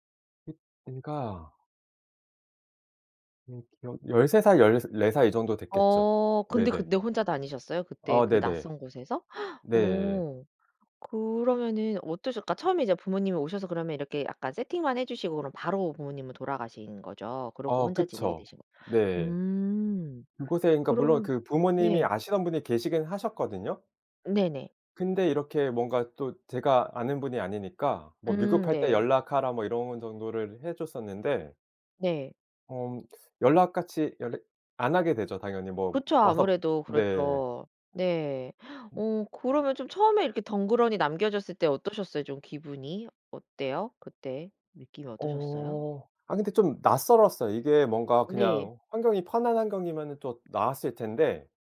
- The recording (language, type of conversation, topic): Korean, podcast, 첫 혼자 여행은 어땠어요?
- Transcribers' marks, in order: gasp; "연락" said as "열랙"; "편한" said as "펀한"; tapping